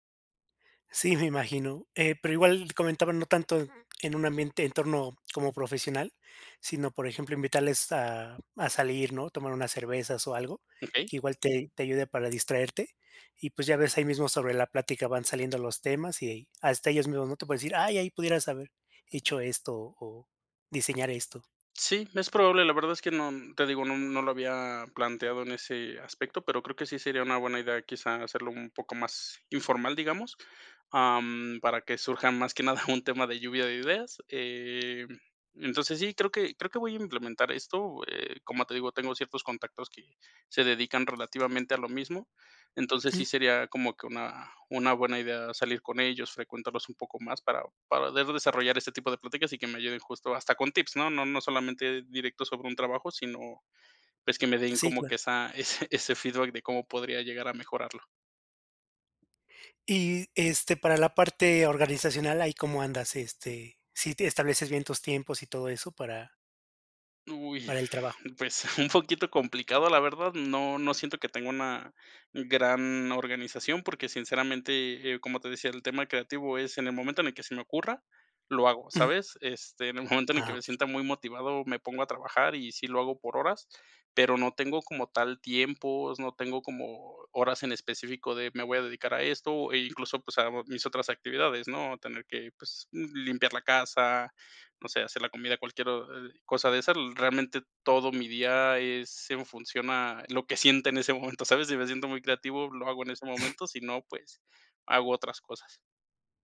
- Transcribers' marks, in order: other noise; other background noise; laughing while speaking: "un"; laughing while speaking: "ese ese"; chuckle; laughing while speaking: "en el momento"
- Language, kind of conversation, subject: Spanish, advice, ¿Cómo puedo manejar la soledad, el estrés y el riesgo de agotamiento como fundador?